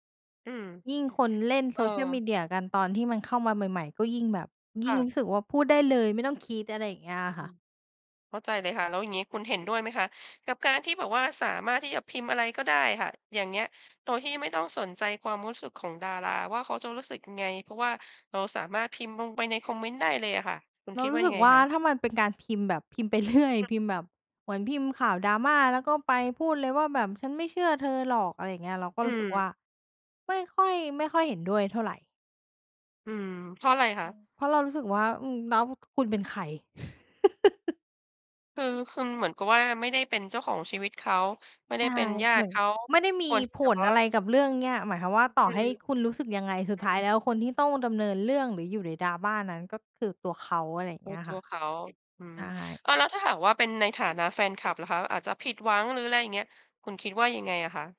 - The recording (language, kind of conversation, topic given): Thai, podcast, ทำไมคนเราถึงชอบติดตามชีวิตดาราราวกับกำลังดูเรื่องราวที่น่าตื่นเต้น?
- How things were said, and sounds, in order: tapping; other background noise; laughing while speaking: "เรื่อย"; laugh